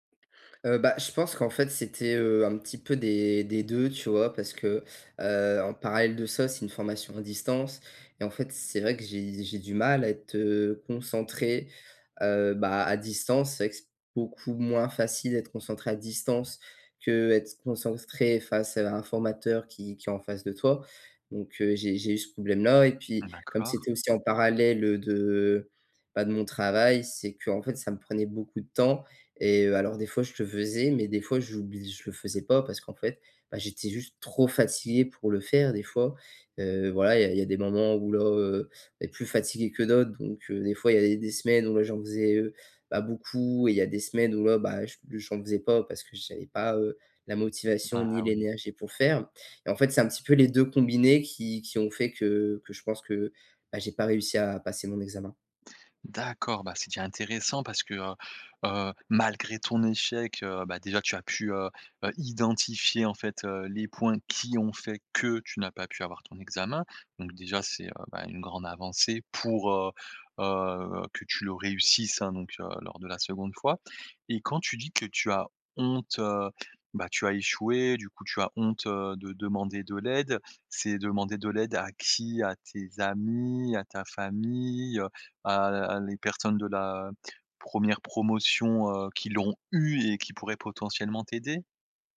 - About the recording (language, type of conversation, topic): French, advice, Comment puis-je demander de l’aide malgré la honte d’avoir échoué ?
- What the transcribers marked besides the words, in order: "concentré" said as "concenstré"; stressed: "trop"; stressed: "identifier"; stressed: "qui"; stressed: "que"; stressed: "pour"; stressed: "honte"; stressed: "eu"